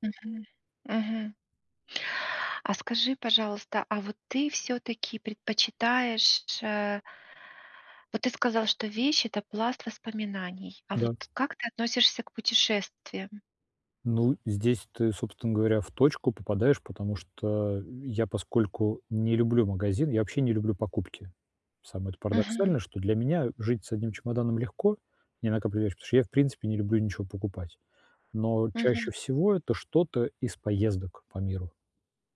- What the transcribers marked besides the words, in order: none
- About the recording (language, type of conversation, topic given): Russian, advice, Как отпустить эмоциональную привязанность к вещам без чувства вины?